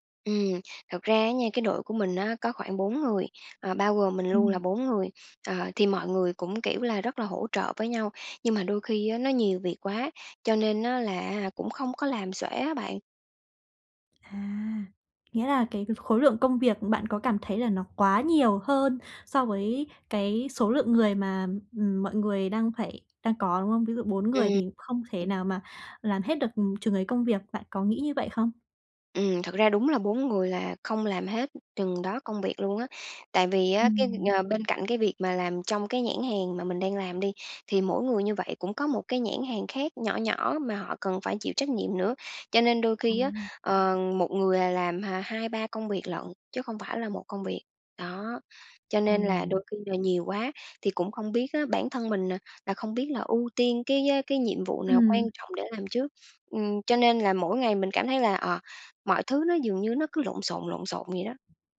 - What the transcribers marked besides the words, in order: tapping
- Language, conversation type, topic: Vietnamese, advice, Làm sao tôi ưu tiên các nhiệm vụ quan trọng khi có quá nhiều việc cần làm?